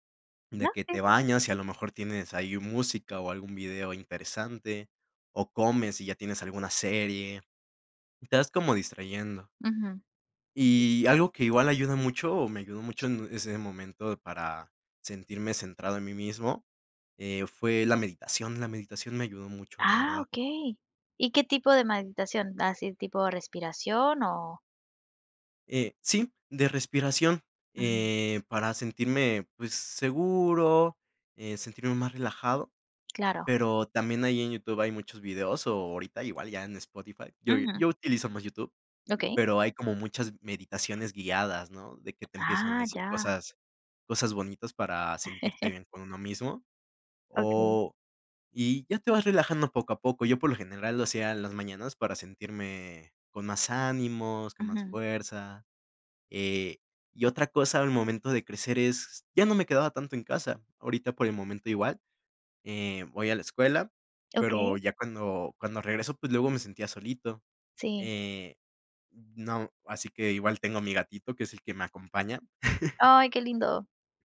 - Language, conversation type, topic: Spanish, podcast, ¿Qué haces cuando te sientes aislado?
- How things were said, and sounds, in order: other background noise; chuckle; chuckle